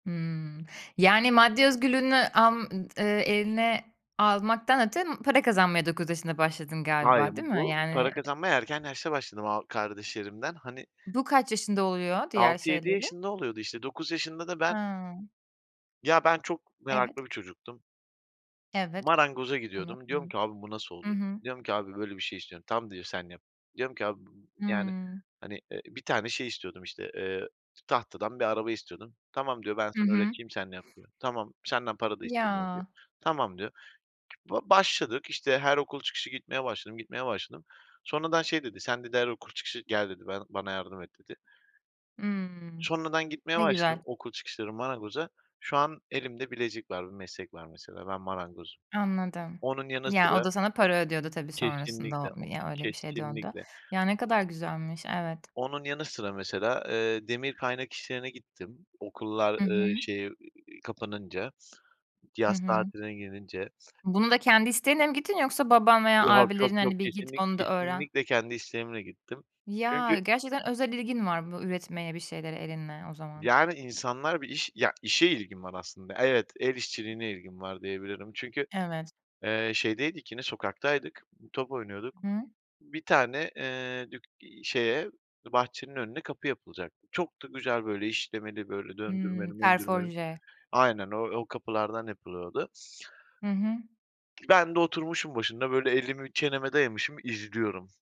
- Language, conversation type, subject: Turkish, podcast, Aileden bağımsızlık beklentilerini sence nasıl dengelemek gerekir?
- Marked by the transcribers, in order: other background noise